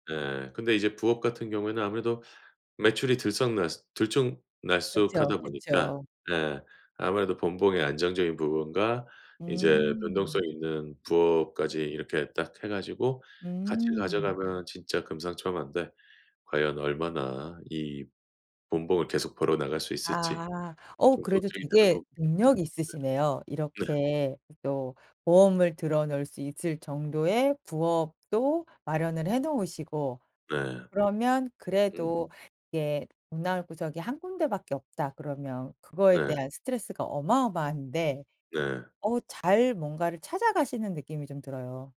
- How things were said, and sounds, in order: "들쭉날쭉" said as "들쭉날쑥"; other background noise
- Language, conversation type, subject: Korean, advice, 조직 개편으로 팀과 업무 방식이 급격히 바뀌어 불안할 때 어떻게 대처하면 좋을까요?